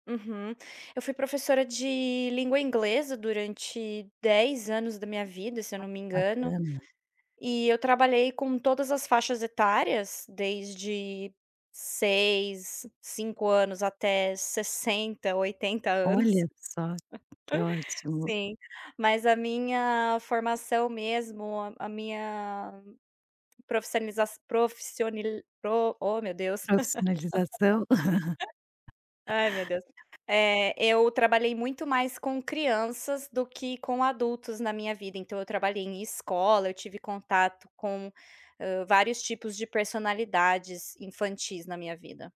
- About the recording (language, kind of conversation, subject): Portuguese, podcast, O que te motiva a continuar aprendendo?
- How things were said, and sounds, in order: chuckle; laugh; chuckle